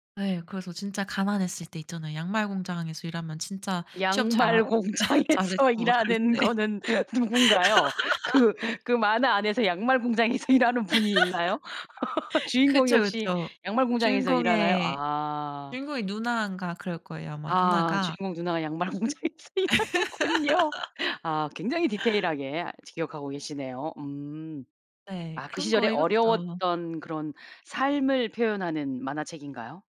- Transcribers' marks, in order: laughing while speaking: "공장에서 일하는 거는 누군가요? 그"; laugh; laughing while speaking: "잘했고 막 그랬을 때"; laugh; laughing while speaking: "공장에서 일하는"; laugh; other background noise; laughing while speaking: "공장에서 일하는군요"; laugh; in English: "디테일하게"
- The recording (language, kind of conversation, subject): Korean, podcast, 어릴 때 좋아했던 취미가 있나요?